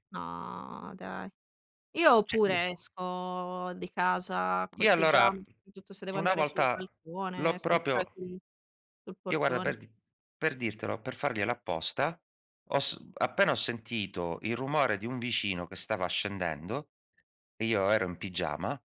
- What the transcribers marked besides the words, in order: drawn out: "No"; other noise; "proprio" said as "propio"; "cioè" said as "ceh"
- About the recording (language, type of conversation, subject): Italian, podcast, Che cosa ti fa sentire autentico nel tuo modo di vestirti?